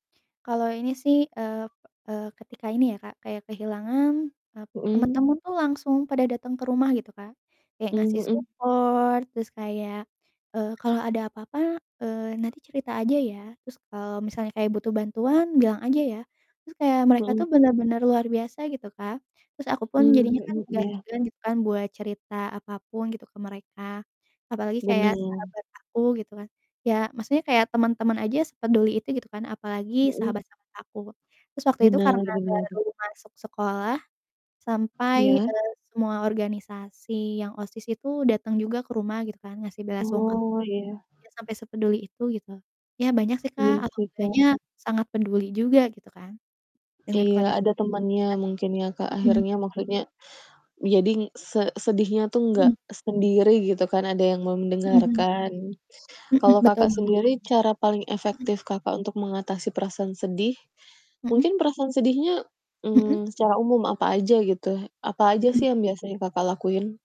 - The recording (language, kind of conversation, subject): Indonesian, unstructured, Apa yang menurutmu paling sulit saat menghadapi rasa sedih?
- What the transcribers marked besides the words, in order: other background noise; distorted speech; mechanical hum; in English: "support"